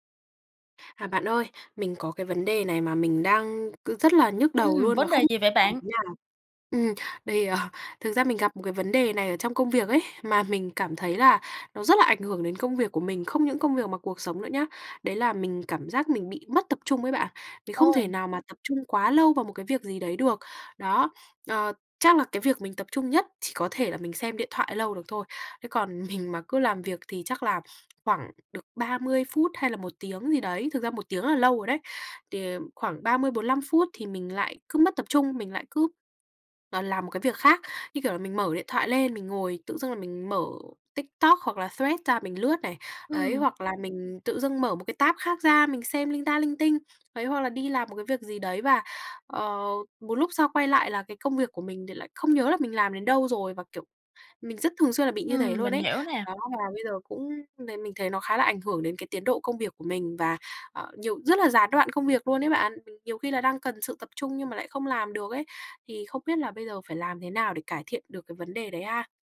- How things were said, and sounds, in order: tapping; laughing while speaking: "ờ"; laughing while speaking: "mình"; in English: "tab"
- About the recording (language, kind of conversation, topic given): Vietnamese, advice, Làm thế nào để tôi có thể tập trung làm việc lâu hơn?